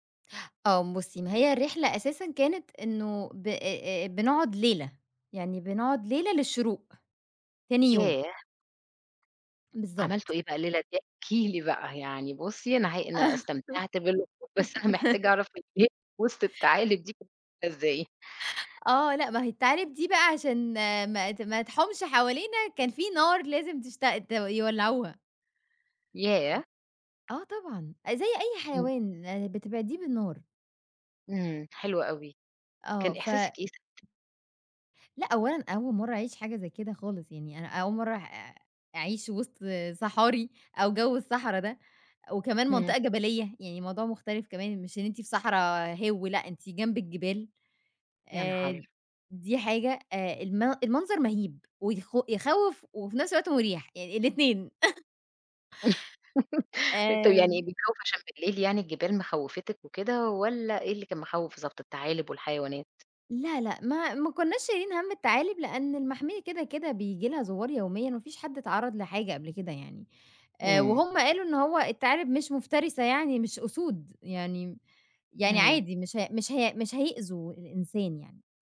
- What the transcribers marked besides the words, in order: laugh; unintelligible speech; unintelligible speech; unintelligible speech; tapping; laugh
- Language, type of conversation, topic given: Arabic, podcast, إيه أجمل غروب شمس أو شروق شمس شفته وإنت برّه مصر؟